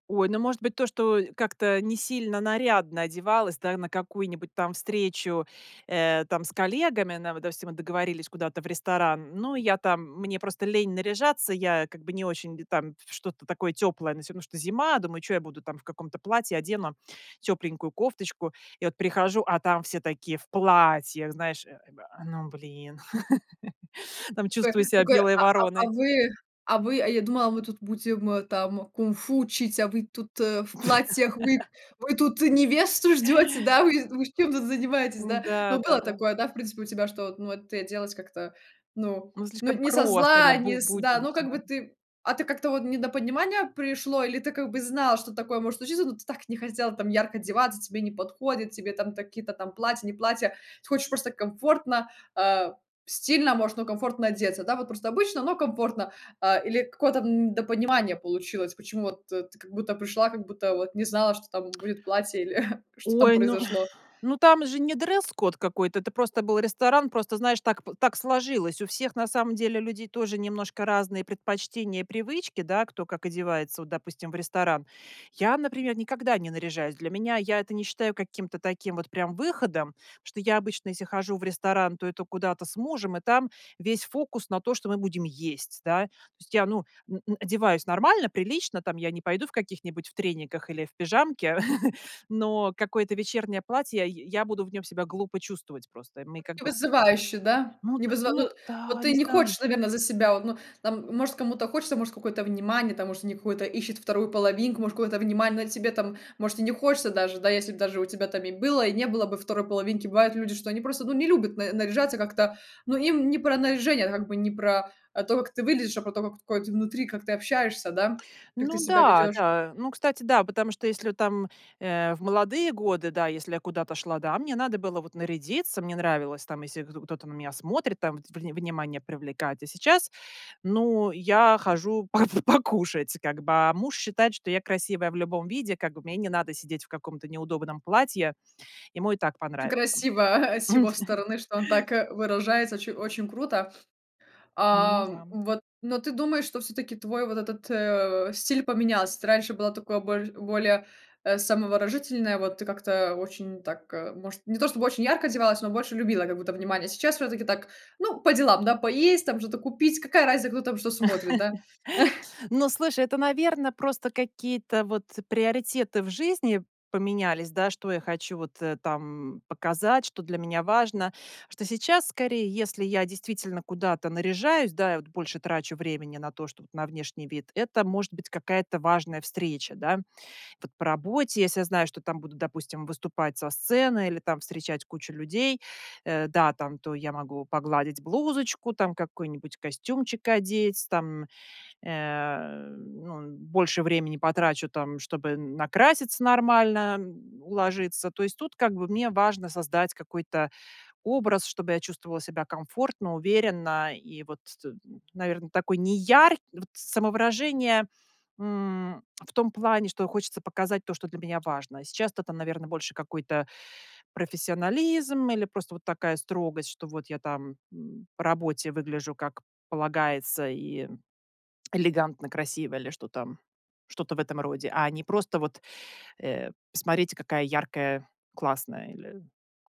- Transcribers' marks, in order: stressed: "в платьях"; laugh; tapping; laugh; other background noise; chuckle; stressed: "есть"; chuckle; laughing while speaking: "по покушать"; chuckle; sniff; "самовыражающаяся" said as "самовыражительная"; chuckle
- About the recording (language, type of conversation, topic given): Russian, podcast, Как ты обычно выбираешь между минимализмом и ярким самовыражением в стиле?